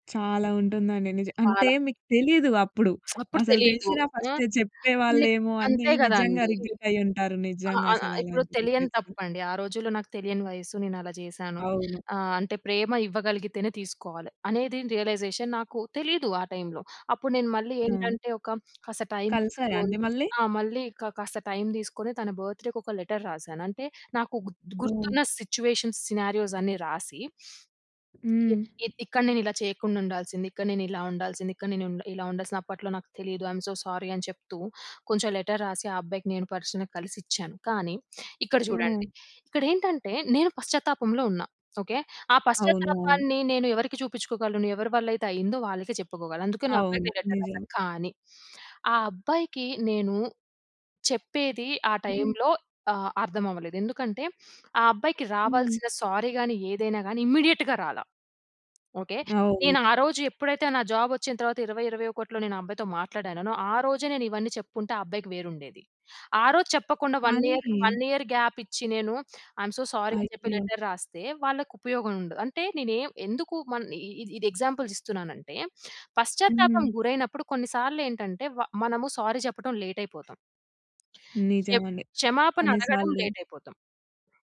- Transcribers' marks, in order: other background noise; in English: "రిగ్రెట్"; in English: "రిగ్రెట్"; in English: "రియలైజేషన్"; in English: "బర్త్‌డే‌కి"; in English: "లెటర్"; in English: "సిట్యుయేషన్స్ సినారియోస్"; sniff; other noise; in English: "ఐ‌మ్ సో సారీ"; in English: "లెటర్"; in English: "పర్సనల్లీ"; in English: "లెటర్"; in English: "సారీ"; in English: "ఇమ్మీడియేట్‌గా"; in English: "వన్ ఇయర్ వన్ ఇయర్ గ్యాప్"; in English: "ఐ‌మ్ సో సారీ"; in English: "లెటర్"; in English: "ఎగ్జాంపుల్స్"; in English: "సారీ"; in English: "లేట్"; in English: "లేట్"
- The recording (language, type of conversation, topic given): Telugu, podcast, పశ్చాత్తాపాన్ని మాటల్లో కాకుండా ఆచరణలో ఎలా చూపిస్తావు?